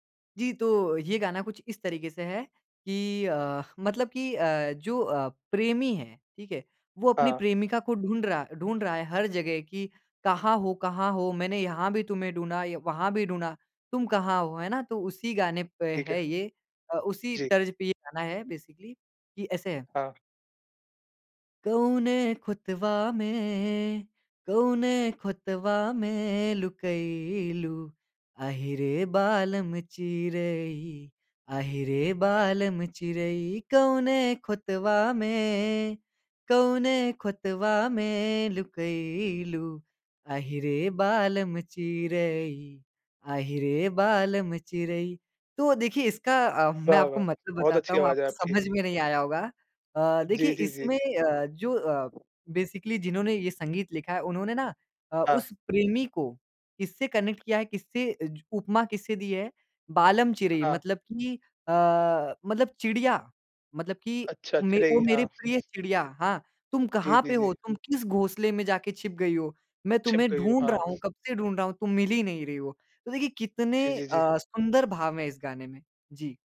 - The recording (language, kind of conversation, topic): Hindi, podcast, किस भाषा के गानों से तुम सबसे ज़्यादा जुड़ते हो?
- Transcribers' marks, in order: in English: "बेसिकली"; singing: "कौने खुतवा में, कौने खुतवा … रे बालम चिरई"; in English: "बेसिकली"; in English: "कनेक्ट"